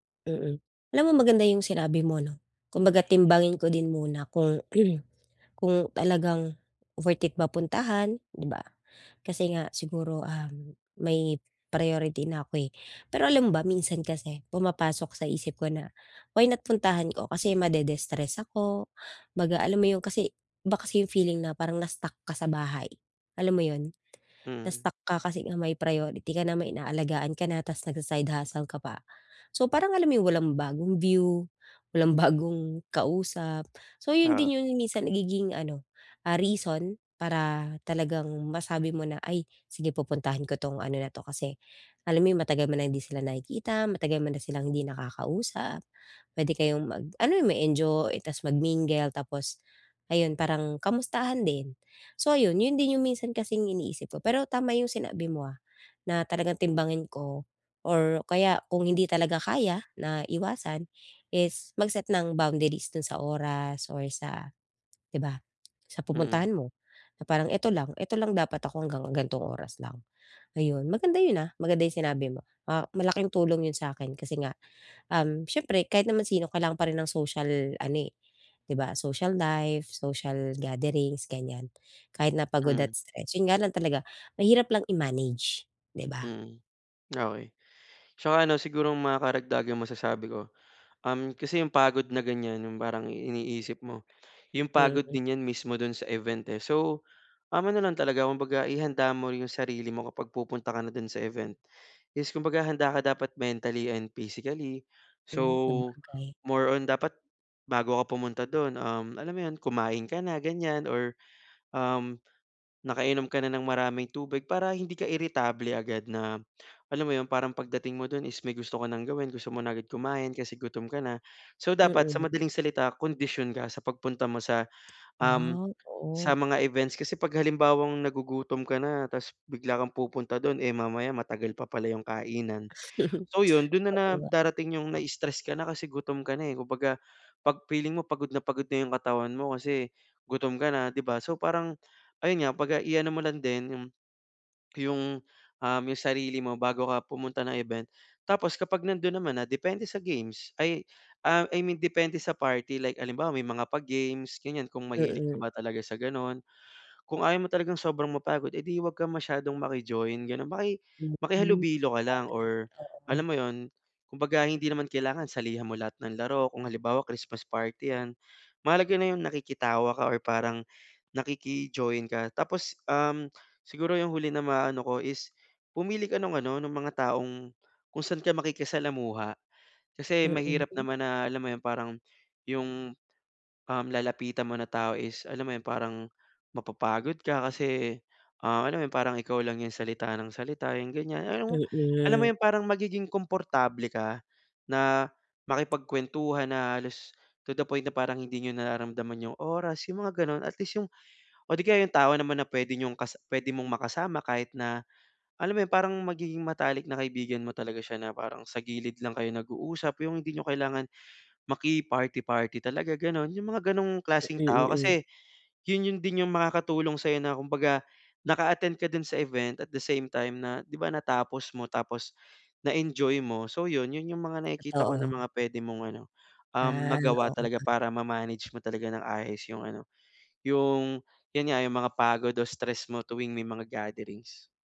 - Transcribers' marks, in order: throat clearing; tapping; laughing while speaking: "bagong"; laughing while speaking: "Mhm"; other noise
- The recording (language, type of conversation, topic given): Filipino, advice, Paano ko mababawasan ang pagod at stress tuwing may mga pagtitipon o salu-salo?